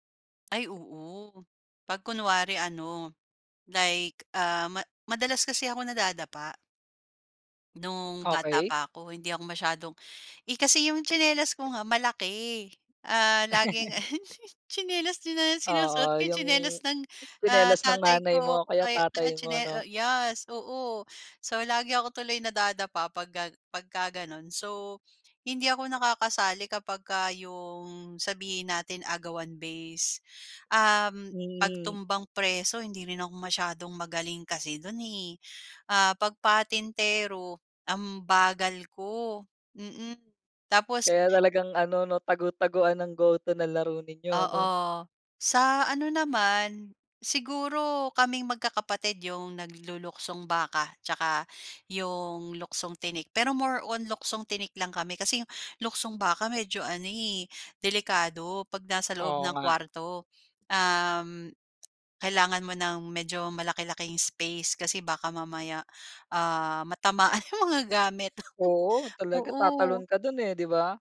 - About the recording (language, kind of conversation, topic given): Filipino, podcast, Ano ang paborito mong laro noong bata ka?
- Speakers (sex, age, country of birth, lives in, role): female, 35-39, Philippines, Philippines, guest; male, 30-34, Philippines, Philippines, host
- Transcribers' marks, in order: other background noise; tapping; laugh; laughing while speaking: "yung mga gamit"; laugh